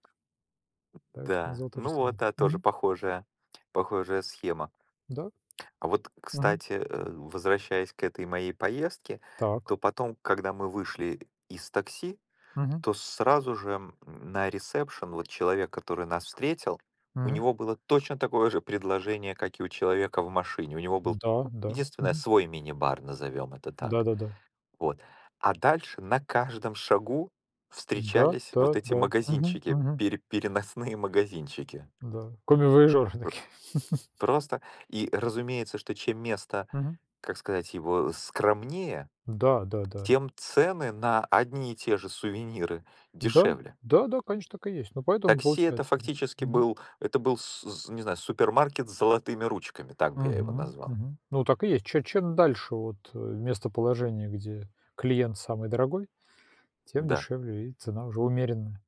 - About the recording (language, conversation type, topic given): Russian, unstructured, Что вас больше всего раздражает в навязчивых продавцах на туристических рынках?
- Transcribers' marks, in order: tapping; laughing while speaking: "такие"; chuckle